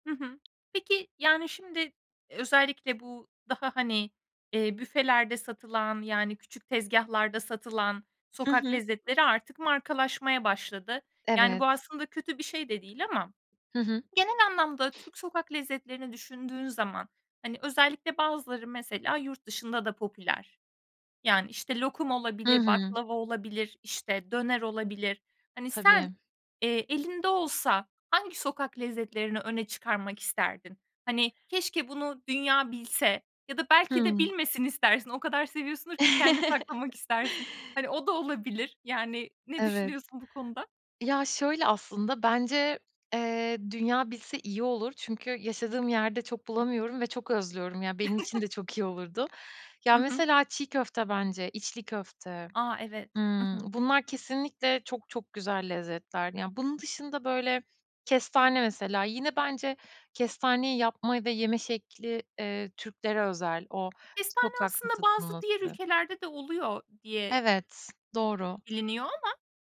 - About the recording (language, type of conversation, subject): Turkish, podcast, Sokak lezzetleri senin için ne ifade ediyor?
- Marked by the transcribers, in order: other noise; other background noise; chuckle; chuckle